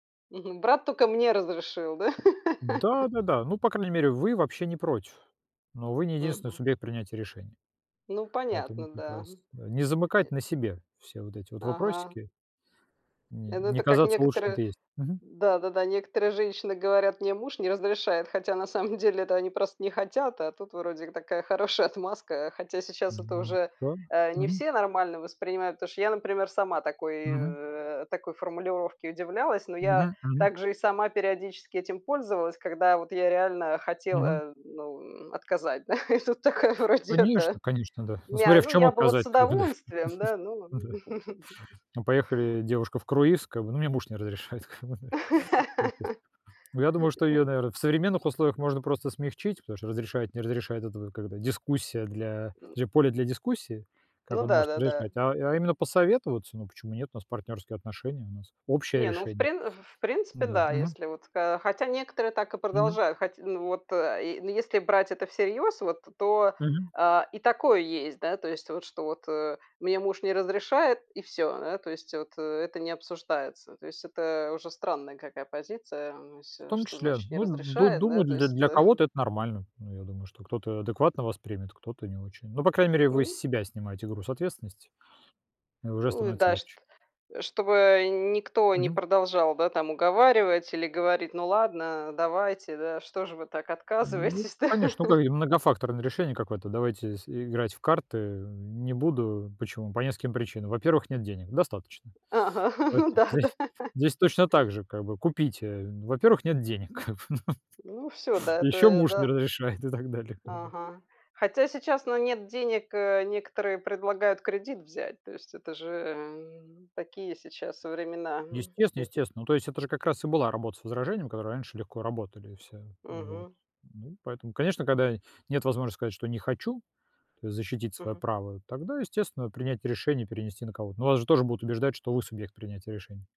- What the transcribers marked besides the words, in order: laugh; tapping; other background noise; laughing while speaking: "И тут такая, вроде это"; chuckle; laugh; laugh; laughing while speaking: "Ага. Ну да-да"; laughing while speaking: "как бы вот"
- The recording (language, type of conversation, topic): Russian, unstructured, Что для тебя важнее — быть правым или сохранить отношения?